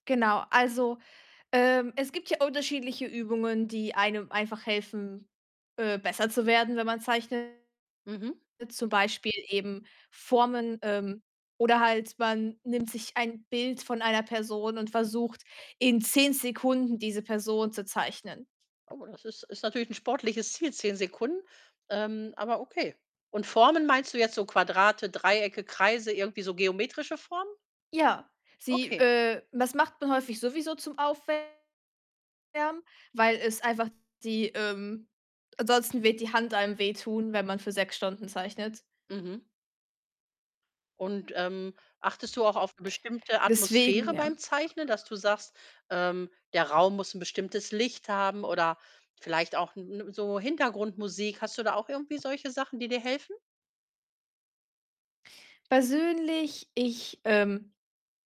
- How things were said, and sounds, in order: other background noise; distorted speech; tapping
- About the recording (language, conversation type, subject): German, podcast, Wie gehst du mit kreativen Blockaden um?